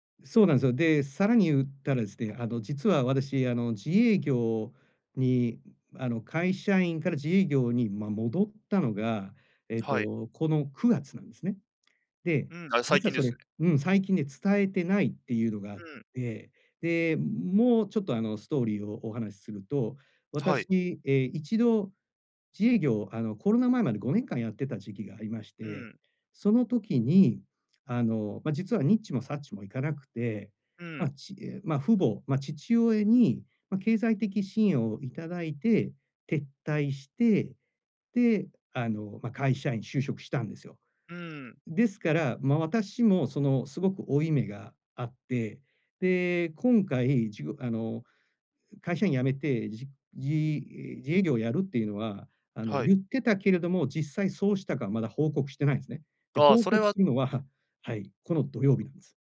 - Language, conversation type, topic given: Japanese, advice, 家族の期待と自分の目標の折り合いをどうつければいいですか？
- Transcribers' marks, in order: none